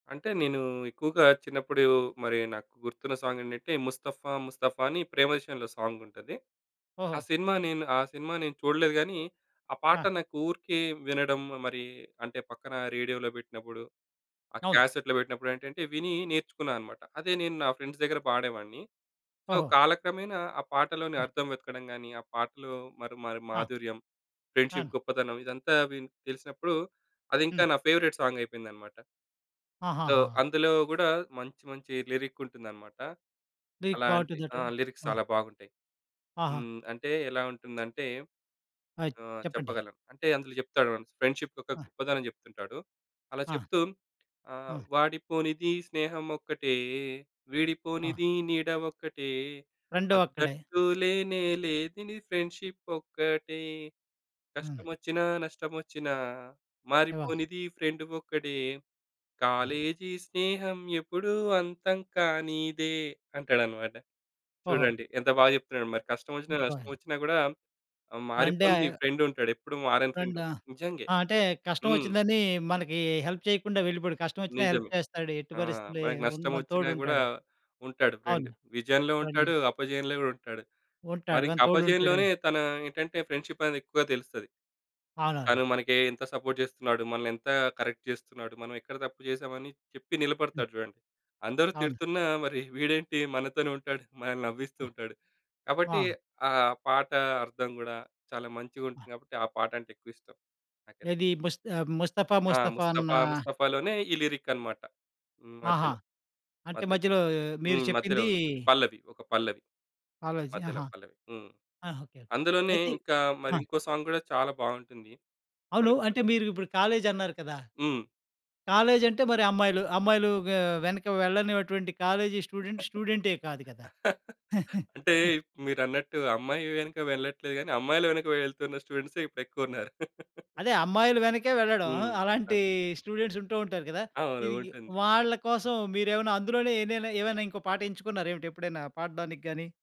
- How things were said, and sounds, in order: in English: "ఫ్రెండ్స్"; in English: "సో"; in English: "ఫ్రెండ్‌షిప్"; in English: "ఫేవరెట్"; in English: "సో"; in English: "లిరిక్"; in English: "లిరిక్స్"; unintelligible speech; in English: "ఫ్రెండ్‌షిప్"; singing: "వాడిపోనిది స్నేహమొక్కటే, వీడిపోనిది నీడ ఒక్కటే … ఎపుడూ అంతం కానీదే"; unintelligible speech; in English: "హెల్ప్"; in English: "హెల్ప్"; in English: "సపోర్ట్"; in English: "కరెక్ట్"; stressed: "చెప్పి"; laughing while speaking: "మరి వీడేంటి? మనతోనే ఉంటాడు. మనల్ని నవ్విస్తూ ఉంటాడు"; in English: "లిరిక్"; in English: "సాంగ్"; laugh; chuckle; chuckle; in English: "స్టూడెంట్స్"
- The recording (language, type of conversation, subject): Telugu, podcast, సినిమా పాటల్లో మీకు అత్యంత ఇష్టమైన పాట ఏది?